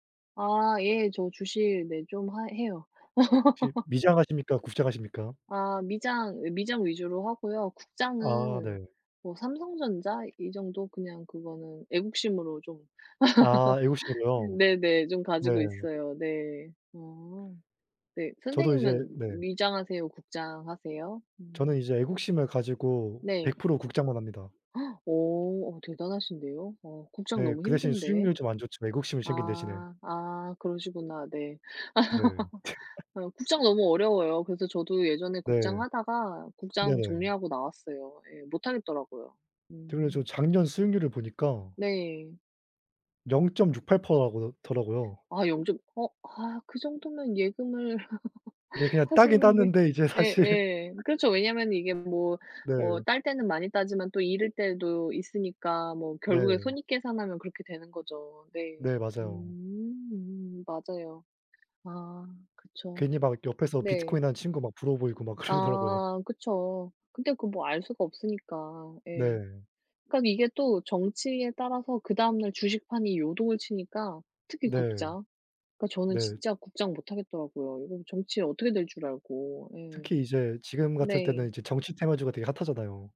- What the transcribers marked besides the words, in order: laugh; laugh; gasp; tapping; laugh; laugh; laugh; laughing while speaking: "이제 사실"; laugh; other background noise; laughing while speaking: "그러더라고요"
- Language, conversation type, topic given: Korean, unstructured, 정치 이야기를 하면서 좋았던 경험이 있나요?